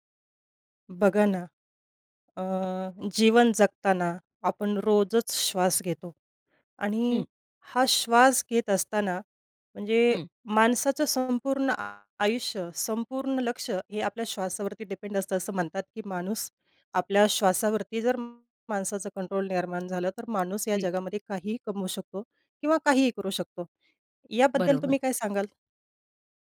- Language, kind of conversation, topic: Marathi, podcast, तणावाच्या वेळी श्वासोच्छ्वासाची कोणती तंत्रे तुम्ही वापरता?
- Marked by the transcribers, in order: other background noise; tapping